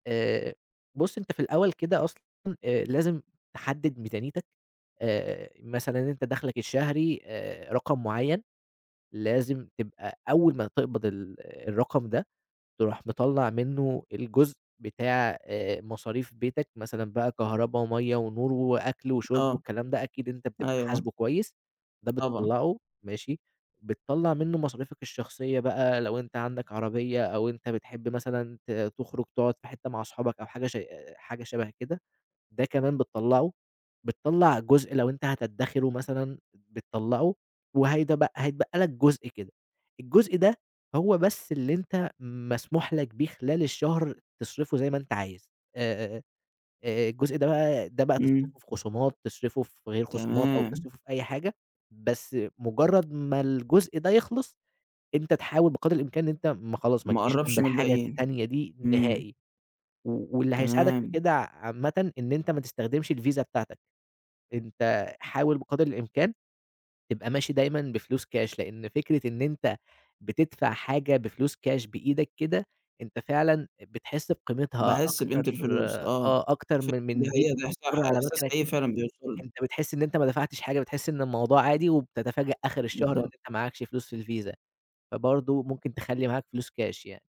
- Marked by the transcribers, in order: tapping; unintelligible speech
- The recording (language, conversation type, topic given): Arabic, advice, إزاي قلقك من تفويت العروض والخصومات بيخليك تشتري حاجات من غير تخطيط؟